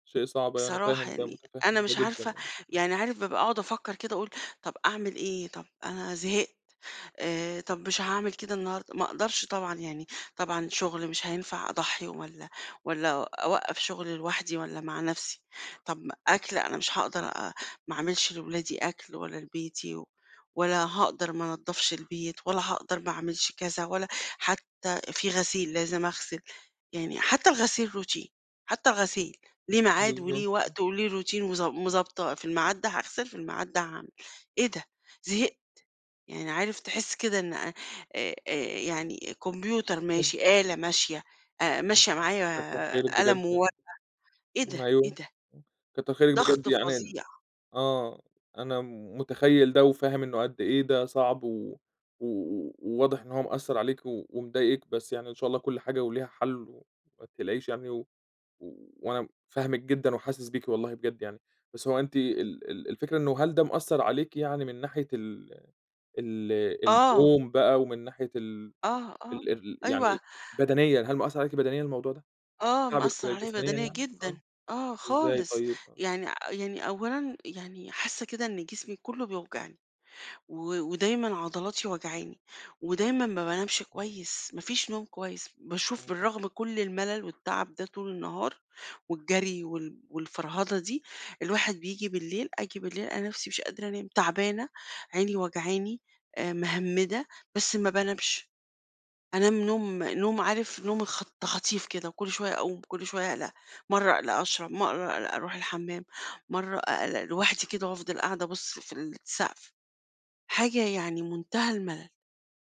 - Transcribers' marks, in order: tapping; in English: "routine"; in English: "routine"; unintelligible speech; other background noise
- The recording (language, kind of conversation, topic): Arabic, advice, إزاي بتوصف إحساسك إن الروتين سحب منك الشغف والاهتمام؟